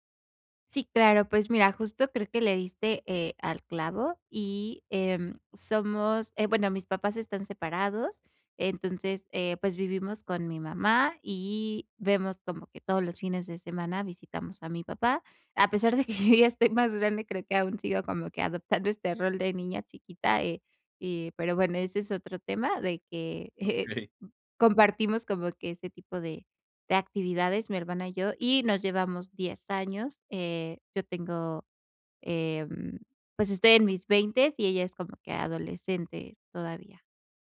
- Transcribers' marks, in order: laughing while speaking: "de que yo ya estoy más grande"
- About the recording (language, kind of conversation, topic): Spanish, advice, ¿Cómo podemos hablar en familia sobre decisiones para el cuidado de alguien?